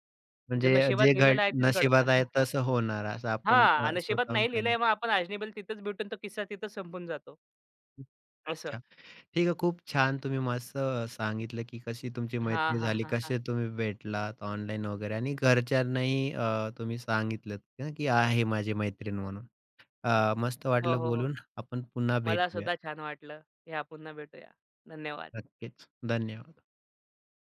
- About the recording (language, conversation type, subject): Marathi, podcast, एखाद्या अजनबीशी तुमची मैत्री कशी झाली?
- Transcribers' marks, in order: chuckle; other background noise